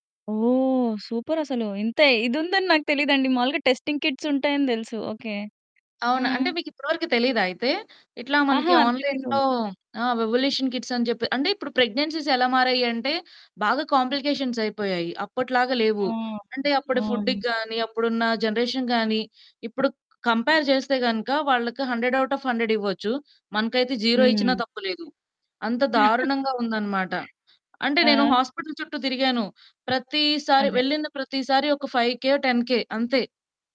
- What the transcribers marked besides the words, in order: in English: "టెస్టింగ్ కిట్స్"; other background noise; in English: "ఆన్‌లైన్‌లో"; in English: "వివోల్యూషన్ కిట్స్"; in English: "ప్రెగ్నెన్సీస్"; in English: "కాంప్లికేషన్స్"; distorted speech; in English: "ఫుడ్"; in English: "జనరేషన్"; in English: "కంపేర్"; in English: "హండ్రెడ్ ఔట్ ఆఫ్ హండ్రెడ్"; in English: "జీరో"; giggle; in English: "హాస్పిటల్"; in English: "ఫైవ్ కె, టెన్ కె"
- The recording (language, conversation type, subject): Telugu, podcast, పిల్లల కోసం తెర ముందు గడిపే సమయానికి సంబంధించిన నియమాలను మీరు ఎలా అమలు చేయగలరు?